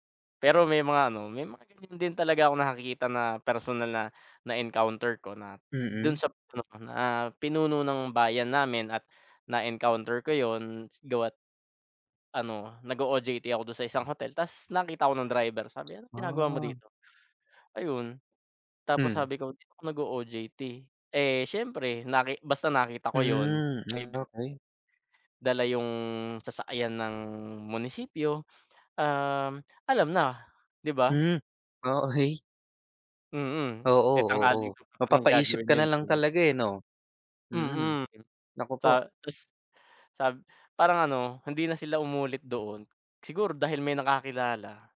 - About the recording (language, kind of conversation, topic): Filipino, unstructured, Ano ang nararamdaman mo kapag may lumalabas na mga iskandalong pampulitika?
- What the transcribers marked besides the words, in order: tapping; other background noise; "okey" said as "ohey"